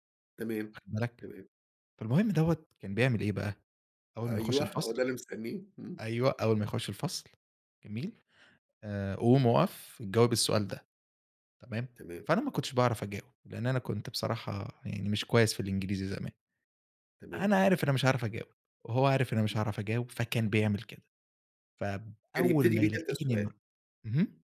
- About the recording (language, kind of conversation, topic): Arabic, podcast, إزاي بتتعامل مع النقد بشكل بنّاء؟
- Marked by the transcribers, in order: other noise